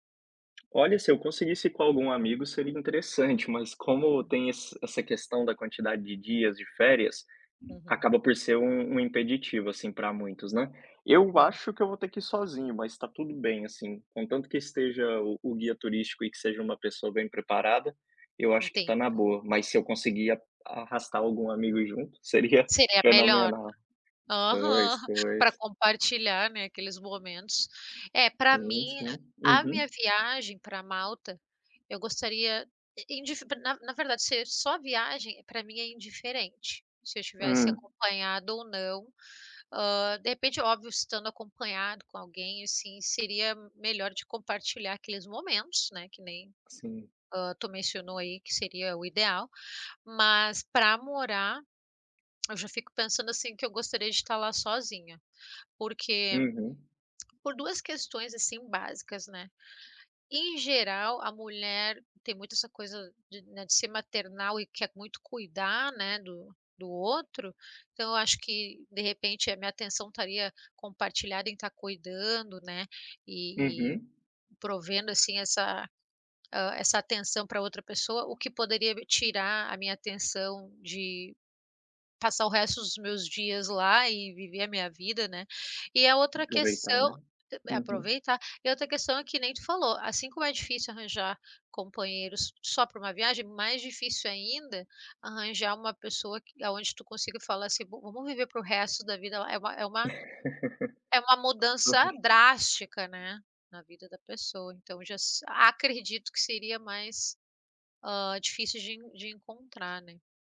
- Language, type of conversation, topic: Portuguese, unstructured, Qual lugar no mundo você sonha em conhecer?
- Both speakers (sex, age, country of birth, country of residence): female, 40-44, Brazil, United States; male, 30-34, Brazil, Spain
- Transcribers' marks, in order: tapping; other background noise; lip smack; lip smack; laugh; unintelligible speech